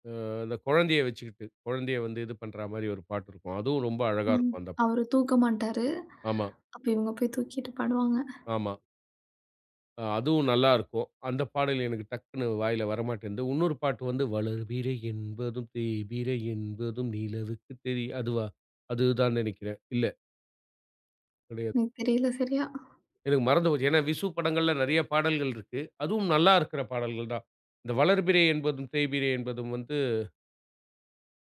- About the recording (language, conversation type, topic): Tamil, podcast, மழை நாளுக்கான இசைப் பட்டியல் என்ன?
- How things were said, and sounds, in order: singing: "வளர்பிறை என்பதும் தேய்பிறை என்பதும் நிலவுக்கு தெரிய"